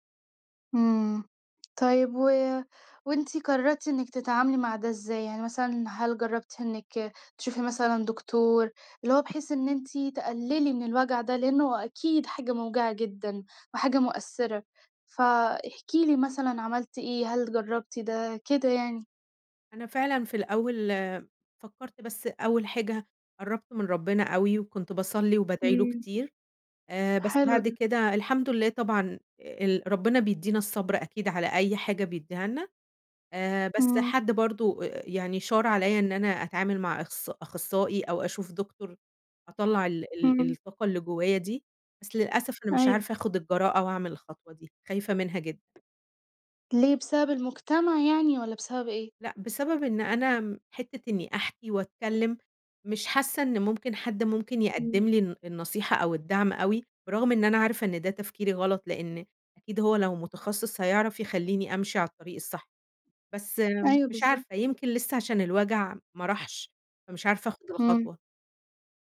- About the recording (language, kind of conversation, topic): Arabic, podcast, ممكن تحكي لنا عن ذكرى عائلية عمرك ما هتنساها؟
- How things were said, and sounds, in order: tapping